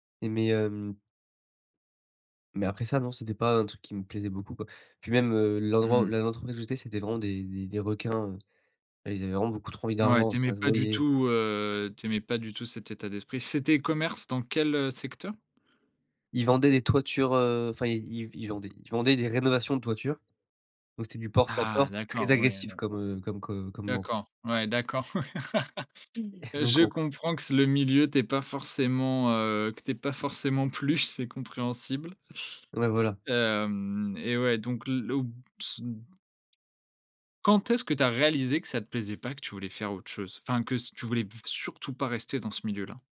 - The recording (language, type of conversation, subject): French, podcast, Peux-tu me parler d’une erreur qui t’a fait grandir ?
- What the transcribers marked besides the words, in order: tapping; other background noise; laugh; chuckle; unintelligible speech; unintelligible speech